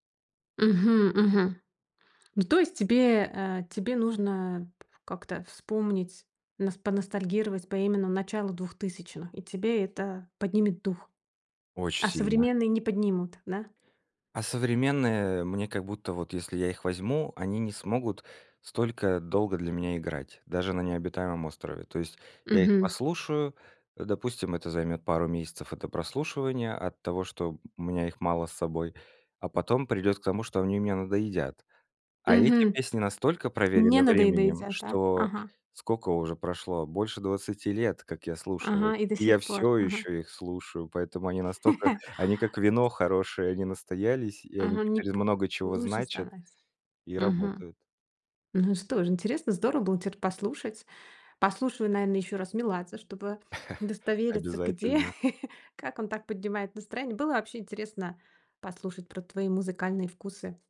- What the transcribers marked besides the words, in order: tapping; chuckle; chuckle
- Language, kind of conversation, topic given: Russian, podcast, Какие песни ты бы взял(а) на необитаемый остров?